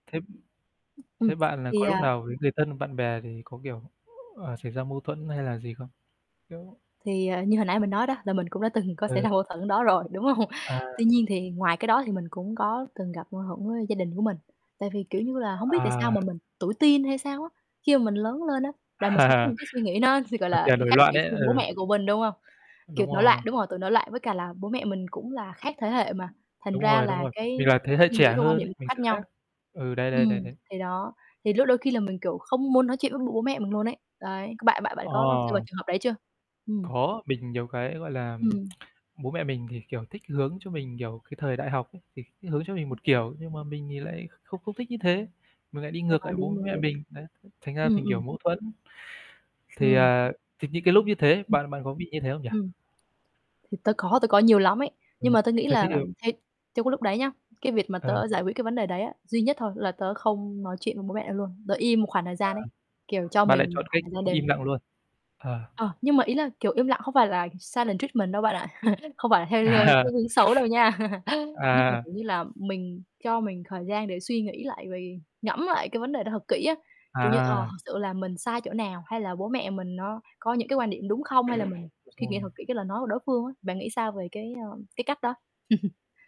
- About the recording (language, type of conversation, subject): Vietnamese, unstructured, Theo bạn, mâu thuẫn có thể giúp mối quan hệ trở nên tốt hơn không?
- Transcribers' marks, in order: other background noise; tapping; laughing while speaking: "đúng hông?"; laughing while speaking: "Ờ"; tsk; inhale; distorted speech; in English: "silent treatment"; chuckle; laughing while speaking: "À"; chuckle; chuckle